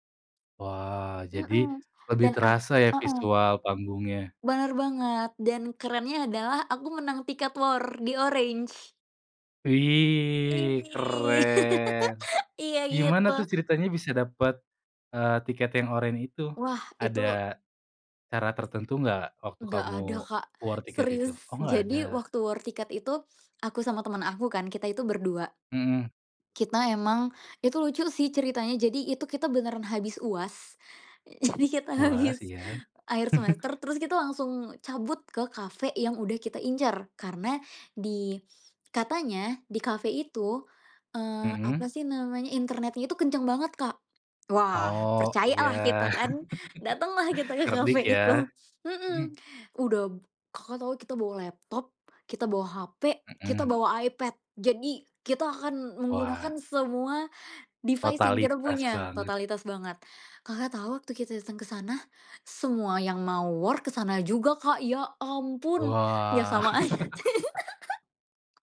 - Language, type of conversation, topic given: Indonesian, podcast, Apa pengalaman menonton konser yang paling berkesan buat kamu?
- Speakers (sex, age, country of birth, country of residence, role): female, 20-24, Indonesia, Indonesia, guest; male, 25-29, Indonesia, Indonesia, host
- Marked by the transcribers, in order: other background noise; in English: "war"; laugh; in English: "war"; in English: "war"; laughing while speaking: "jadi kita habis"; chuckle; chuckle; in English: "device"; in English: "war"; laugh; laughing while speaking: "aja"; laugh